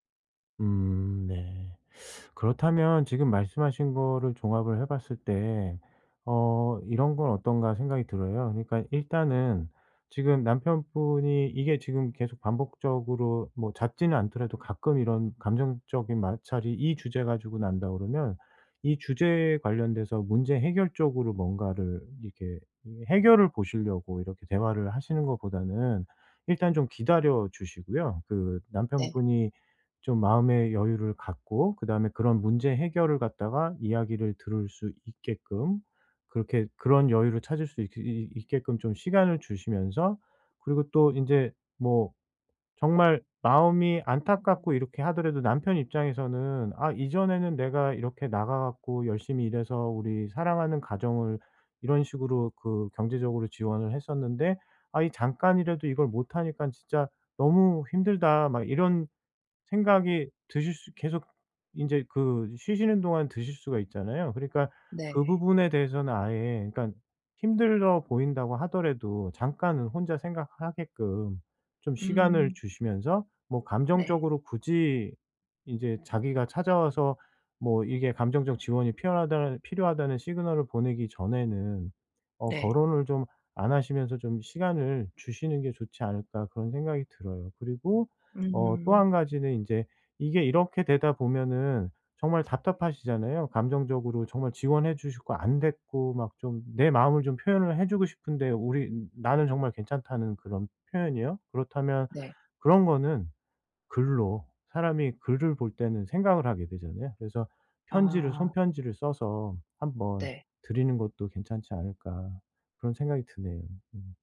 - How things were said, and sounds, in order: teeth sucking; other background noise; tapping; "주고 싶고" said as "주 싶고"
- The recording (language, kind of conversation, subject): Korean, advice, 힘든 파트너와 더 잘 소통하려면 어떻게 해야 하나요?